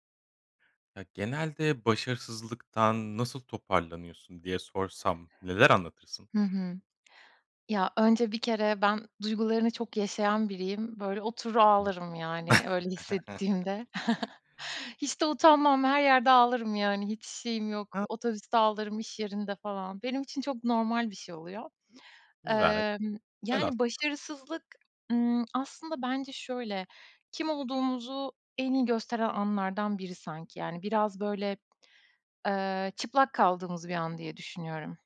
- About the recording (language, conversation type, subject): Turkish, podcast, Başarısızlıktan sonra nasıl toparlanırsın?
- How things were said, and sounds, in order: tapping; other background noise; unintelligible speech; chuckle; chuckle